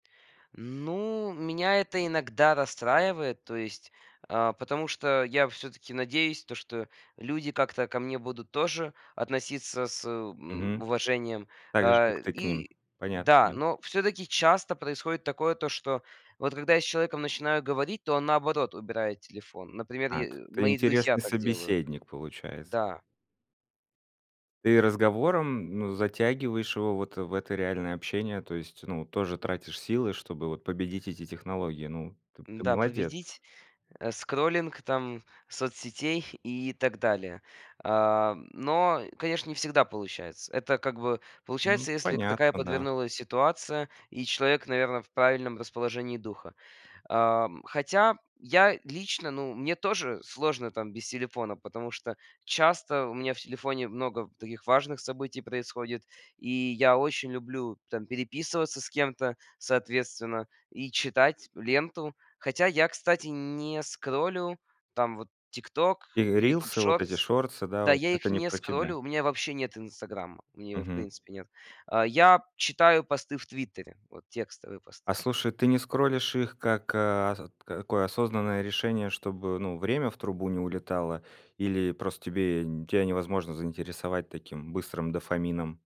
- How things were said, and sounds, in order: other background noise
- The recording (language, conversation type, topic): Russian, podcast, Как вы подходите к теме экранного времени и гаджетов?